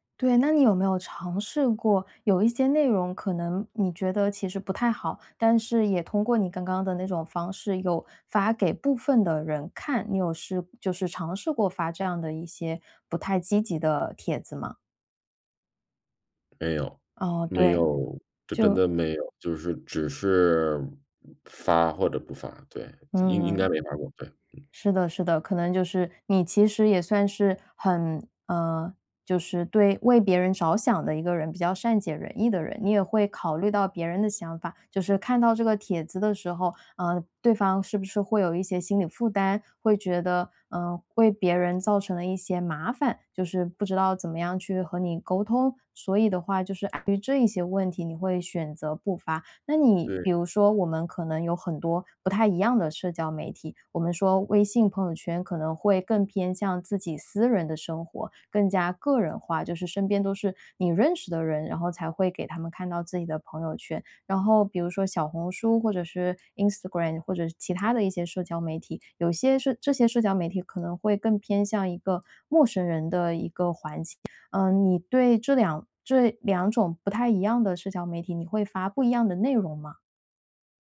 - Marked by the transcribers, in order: other background noise
- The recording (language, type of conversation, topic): Chinese, advice, 我该如何在社交媒体上既保持真实又让人喜欢？